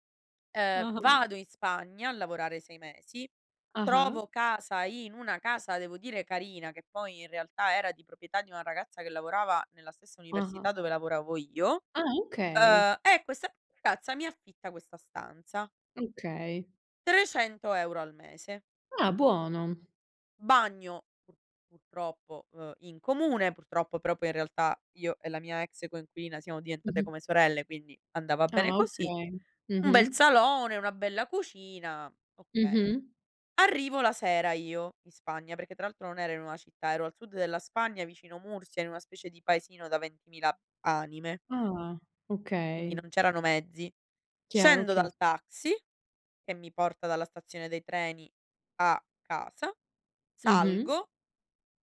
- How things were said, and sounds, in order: other background noise; "proprietà" said as "propietà"
- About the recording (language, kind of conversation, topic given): Italian, unstructured, Qual è la cosa più disgustosa che hai visto in un alloggio?
- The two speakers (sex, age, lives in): female, 30-34, Italy; female, 60-64, Italy